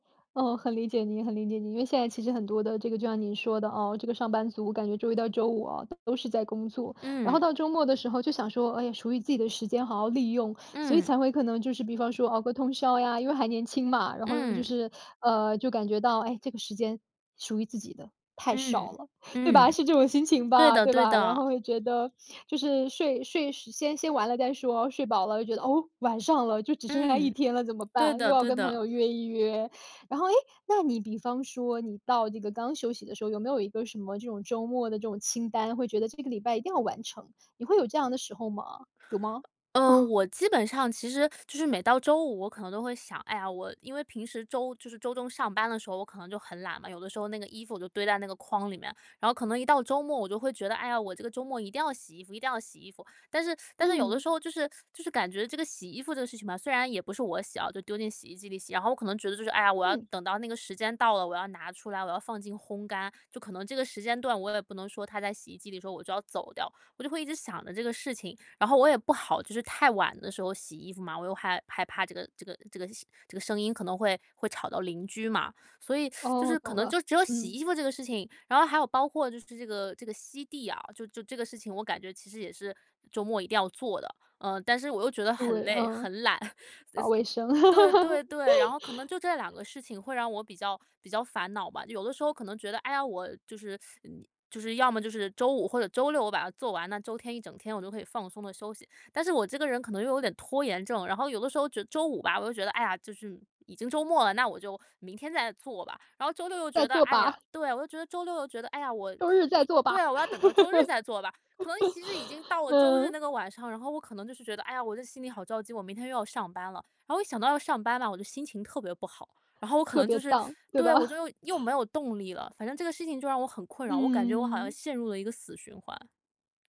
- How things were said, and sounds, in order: laughing while speaking: "是这种心情吧"; chuckle; teeth sucking; teeth sucking; laugh; laugh; joyful: "再做吧"; joyful: "周日再做吧"; laugh; in English: "down"
- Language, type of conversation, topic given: Chinese, advice, 周末时间总是不够用，怎样安排才能更高效？
- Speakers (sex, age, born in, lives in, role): female, 30-34, China, United States, user; female, 40-44, China, United States, advisor